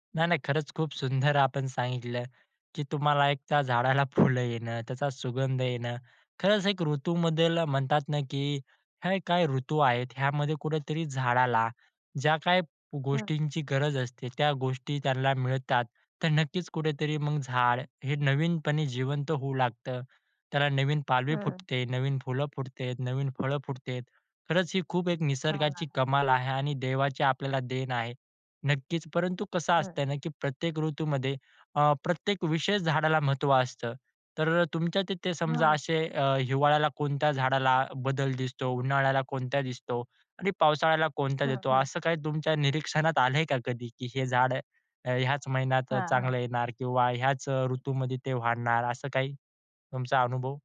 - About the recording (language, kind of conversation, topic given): Marathi, podcast, प्रत्येक ऋतूमध्ये झाडांमध्ये कोणते बदल दिसतात?
- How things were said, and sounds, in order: other background noise